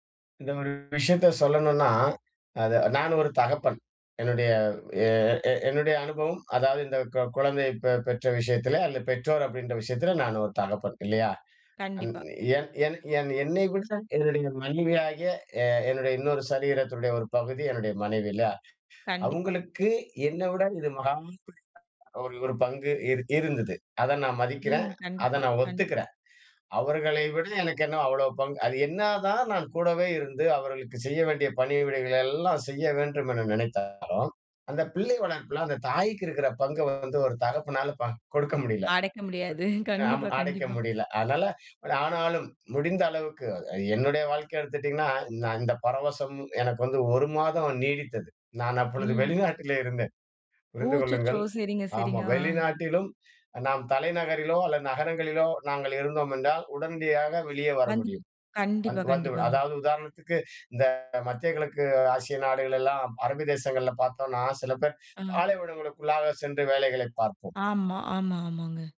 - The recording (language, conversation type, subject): Tamil, podcast, முதல்முறை பெற்றோராக மாறிய போது நீங்கள் என்ன உணர்ந்தீர்கள்?
- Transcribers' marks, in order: snort